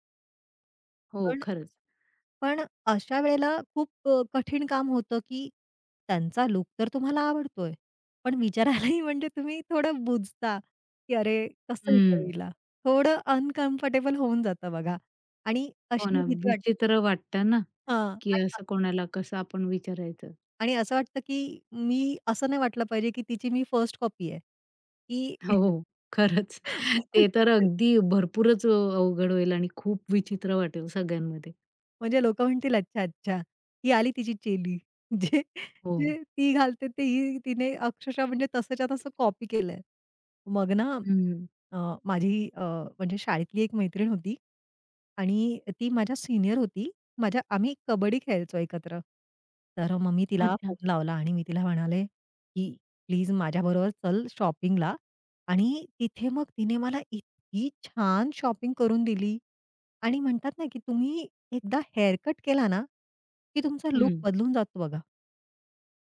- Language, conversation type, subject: Marathi, podcast, मित्रमंडळींपैकी कोणाचा पेहरावाचा ढंग तुला सर्वात जास्त प्रेरित करतो?
- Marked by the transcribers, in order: laughing while speaking: "विचारायलाही म्हणजे"; background speech; tapping; laughing while speaking: "हो, खरंच"; chuckle; other noise; laughing while speaking: "जे"; other background noise; in English: "शॉपिंगला"; in English: "शॉपिंग"